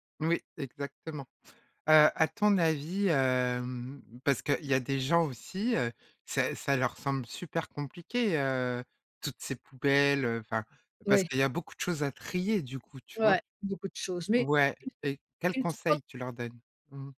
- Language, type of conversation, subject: French, podcast, Quelle action simple peux-tu faire au quotidien pour réduire tes déchets ?
- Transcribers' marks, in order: none